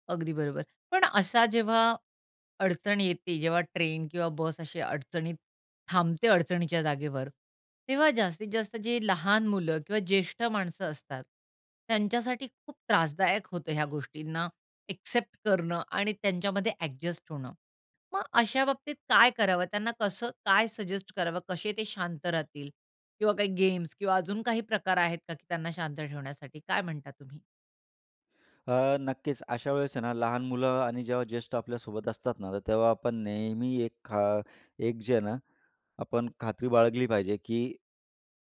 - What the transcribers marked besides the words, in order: in English: "एक्सेप्ट"; in English: "सजेस्ट"
- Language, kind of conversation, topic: Marathi, podcast, ट्रेन किंवा बस अनपेक्षितपणे थांबली तर तो वेळ तुम्ही कसा सावरता?
- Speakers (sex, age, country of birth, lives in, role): female, 45-49, India, India, host; male, 35-39, India, India, guest